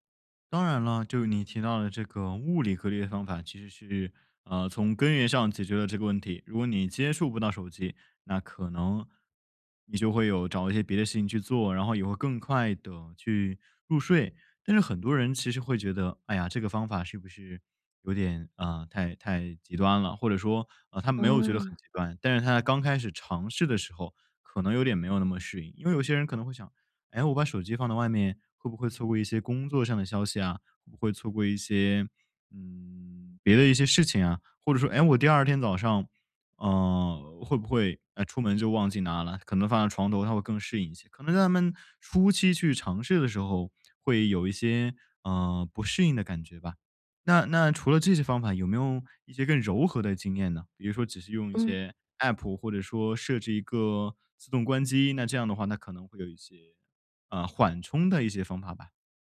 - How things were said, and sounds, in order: none
- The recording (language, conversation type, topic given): Chinese, podcast, 你平时怎么避免睡前被手机打扰？